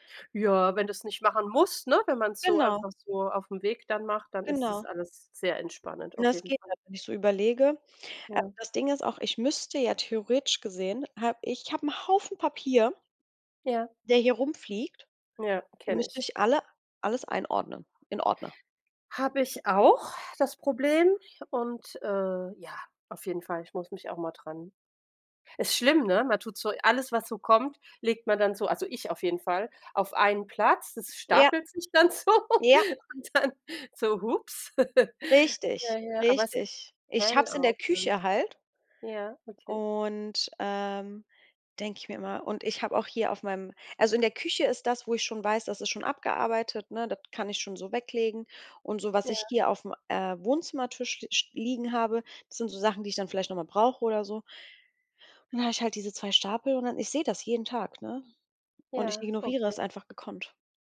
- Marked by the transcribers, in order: laughing while speaking: "so und dann"; chuckle; other background noise
- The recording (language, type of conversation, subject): German, unstructured, Wie organisierst du deinen Tag, damit du alles schaffst?